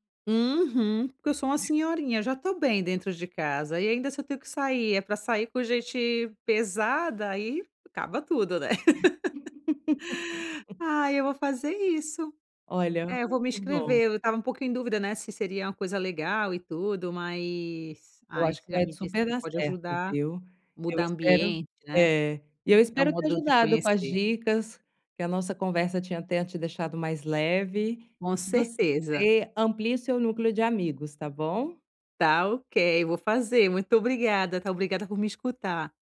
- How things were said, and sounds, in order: tapping; laugh; unintelligible speech
- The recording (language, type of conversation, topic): Portuguese, advice, Como lidar com a pressão para me divertir em eventos sociais?